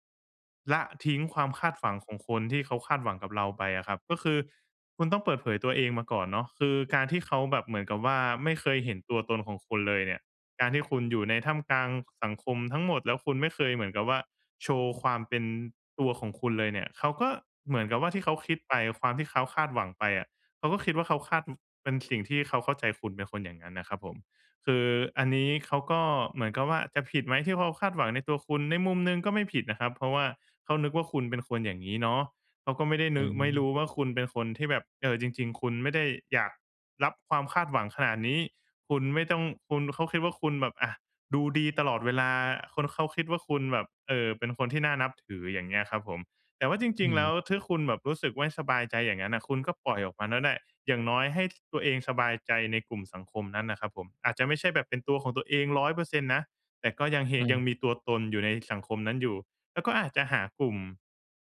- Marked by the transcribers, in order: other noise; other background noise
- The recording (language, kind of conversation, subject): Thai, advice, ฉันจะรักษาความเป็นตัวของตัวเองท่ามกลางความคาดหวังจากสังคมและครอบครัวได้อย่างไรเมื่อรู้สึกสับสน?